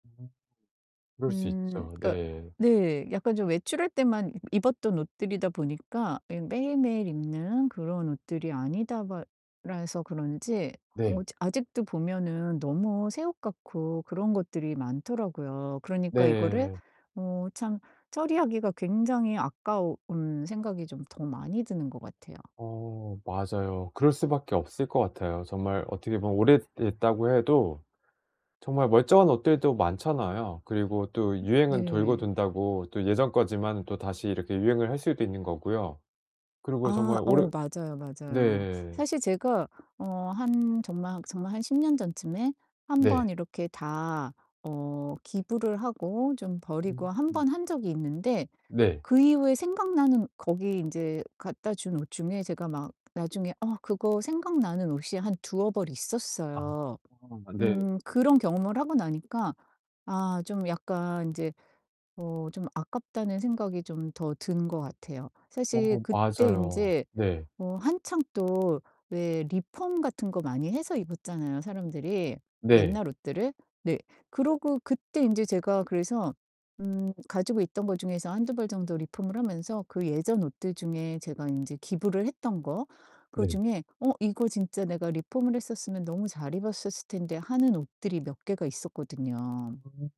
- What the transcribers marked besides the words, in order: distorted speech; other background noise; tapping
- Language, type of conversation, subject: Korean, advice, 집 안 물건 정리를 어디서부터 시작해야 하고, 기본 원칙은 무엇인가요?